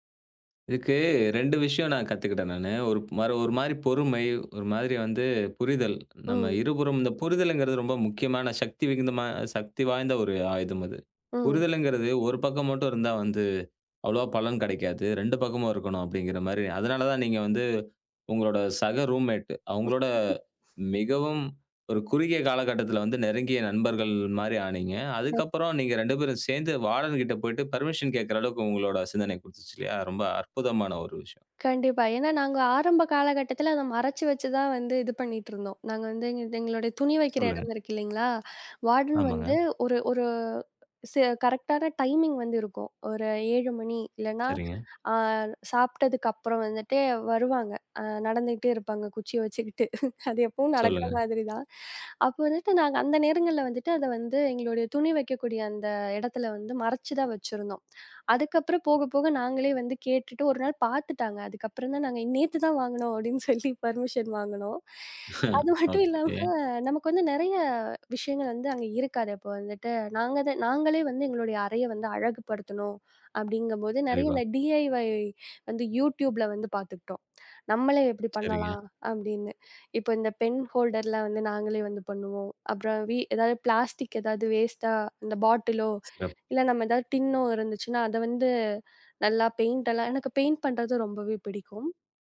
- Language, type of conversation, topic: Tamil, podcast, சிறிய அறையை பயனுள்ளதாக எப்படிச் மாற்றுவீர்கள்?
- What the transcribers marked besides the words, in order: in English: "ரூம்மெட்"; chuckle; unintelligible speech; in English: "பெர்மிஷன்"; tapping; in English: "கரெக்டான டைமிங்"; laughing while speaking: "அது எப்பவும் நடக்கிற மாதிரி தான்"; laughing while speaking: "அப்பிடின்னு சொல்லி பெர்மிஷன் வாங்குனோம்"; chuckle; in English: "ஓகே"; in English: "பெர்மிஷன்"; other noise; in English: "பென் ஹோல்டர்லாம்"; in English: "வேஸ்டா"; in English: "பெயிண்டெல்லாம்"; in English: "பெயிண்ட்"